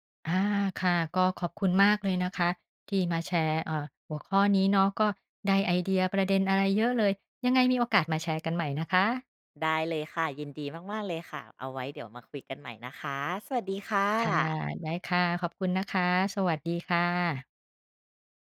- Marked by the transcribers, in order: none
- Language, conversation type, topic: Thai, podcast, งานที่ทำแล้วไม่เครียดแต่ได้เงินน้อยนับเป็นความสำเร็จไหม?